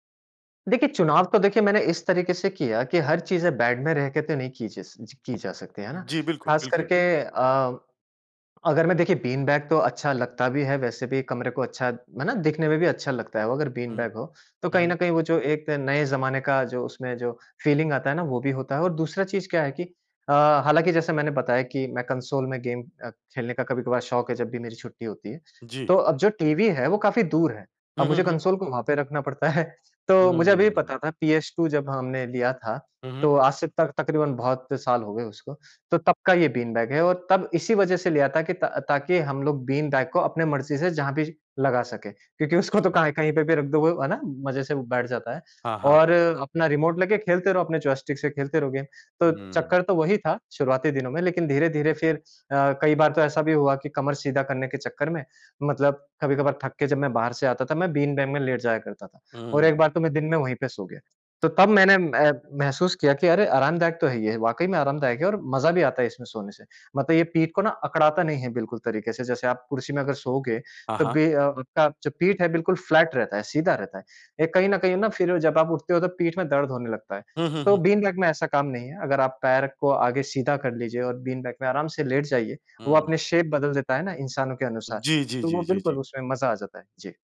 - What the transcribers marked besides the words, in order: in English: "फ़ीलिंग"; in English: "कंसोल"; in English: "गेम"; in English: "कंसोल"; laughing while speaking: "पड़ता है"; laughing while speaking: "उसको तो"; in English: "गेम"; in English: "फ्लैट"; in English: "शेप"
- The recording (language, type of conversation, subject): Hindi, podcast, तुम्हारे घर की सबसे आरामदायक जगह कौन सी है और क्यों?